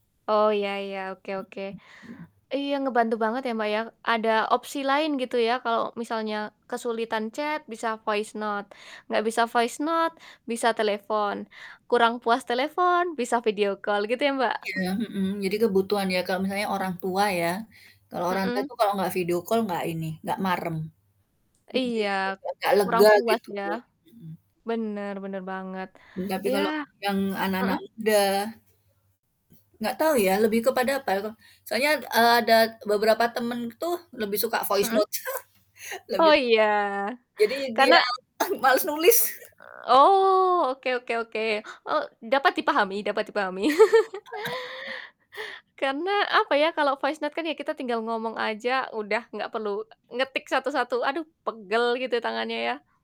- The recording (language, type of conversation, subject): Indonesian, unstructured, Bagaimana teknologi mengubah cara kita berkomunikasi dalam kehidupan sehari-hari?
- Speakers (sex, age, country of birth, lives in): female, 18-19, Indonesia, Indonesia; female, 45-49, Indonesia, Indonesia
- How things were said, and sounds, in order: distorted speech; in English: "chat"; in English: "voice note"; in English: "voice note"; in English: "video call"; chuckle; in English: "video call"; static; in English: "voice note"; chuckle; laugh; laughing while speaking: "malas nulis"; laugh; in English: "voice note"